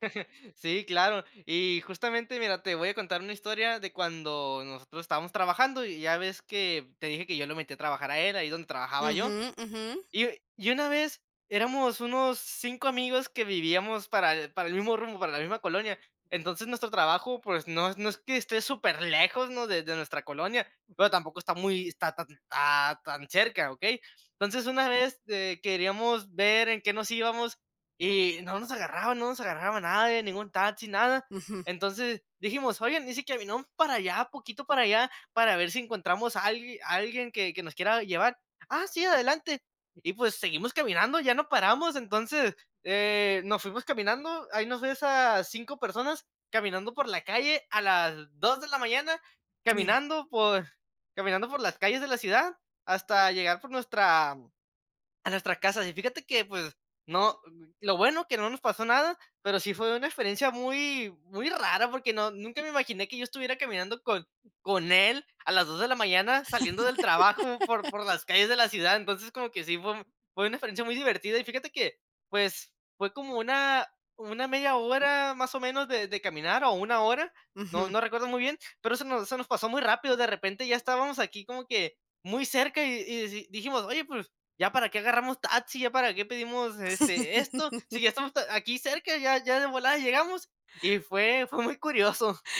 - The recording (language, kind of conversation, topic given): Spanish, podcast, ¿Has conocido a alguien por casualidad que haya cambiado tu mundo?
- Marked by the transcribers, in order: chuckle; unintelligible speech; laugh; laugh